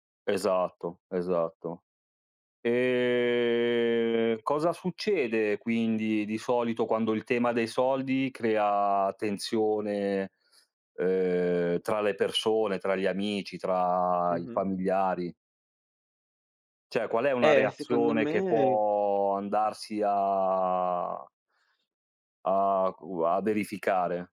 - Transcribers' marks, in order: drawn out: "Ehm"; drawn out: "tra"; "Cioè" said as "ceh"; drawn out: "può"; drawn out: "a"
- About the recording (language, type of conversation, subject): Italian, unstructured, Hai mai litigato per soldi con un amico o un familiare?
- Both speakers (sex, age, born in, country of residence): male, 18-19, Italy, Italy; male, 40-44, Italy, Italy